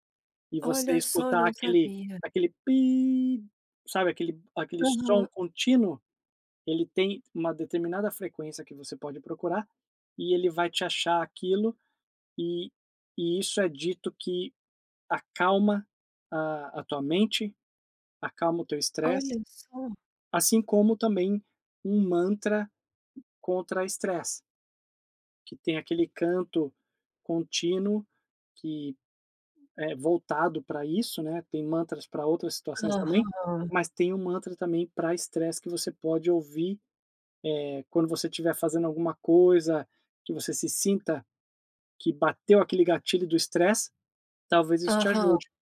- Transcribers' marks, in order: tapping
- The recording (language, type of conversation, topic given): Portuguese, advice, Como posso consumir alimentos e lidar com as emoções de forma mais consciente?